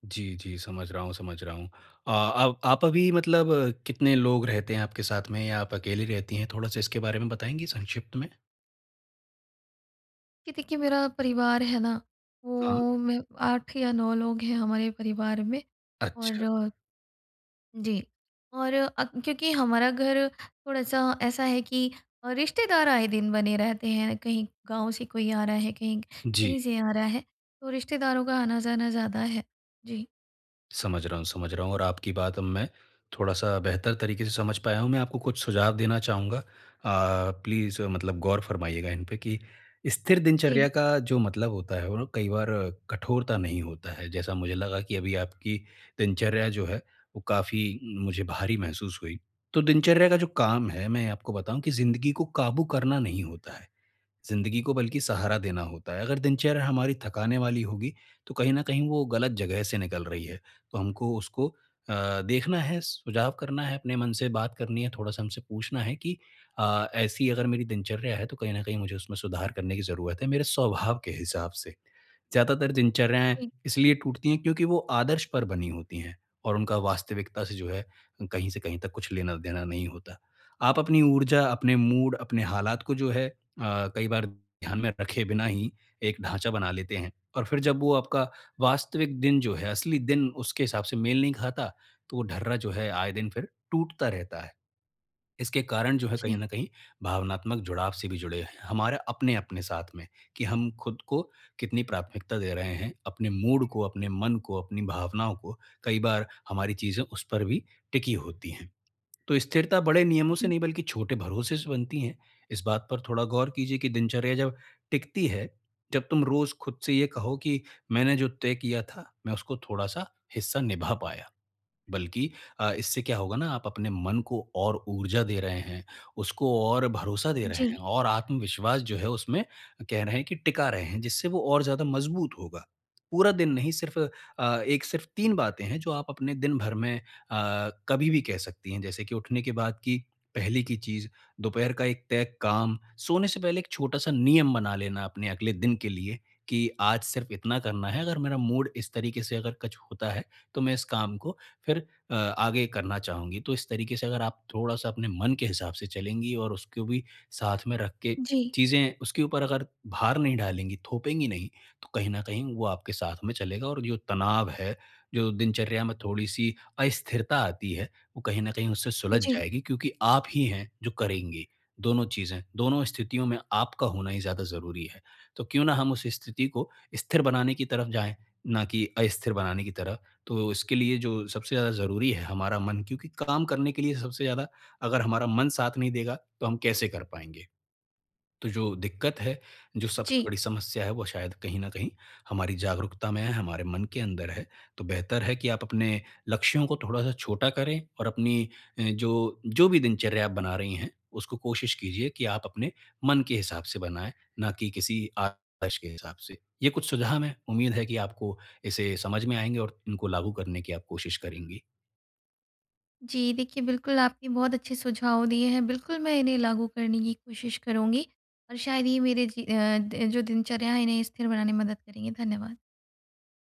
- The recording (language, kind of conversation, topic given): Hindi, advice, मैं रोज़ एक स्थिर दिनचर्या कैसे बना सकता/सकती हूँ और उसे बनाए कैसे रख सकता/सकती हूँ?
- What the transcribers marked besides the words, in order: other background noise; in English: "प्लीज़"; in English: "मूड"; in English: "मूड"; in English: "मूड"